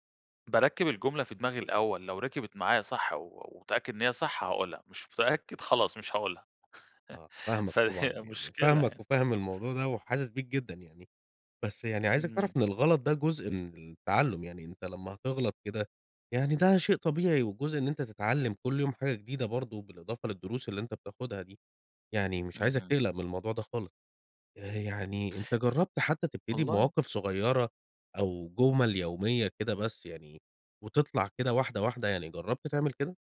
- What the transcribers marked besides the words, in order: chuckle; laughing while speaking: "فهي"; chuckle; tapping
- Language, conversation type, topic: Arabic, advice, إزاي أتغلب على قلقي من تعلُّم لغة جديدة والكلام مع الناس؟
- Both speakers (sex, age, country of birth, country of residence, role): male, 30-34, Egypt, Greece, user; male, 35-39, Egypt, Egypt, advisor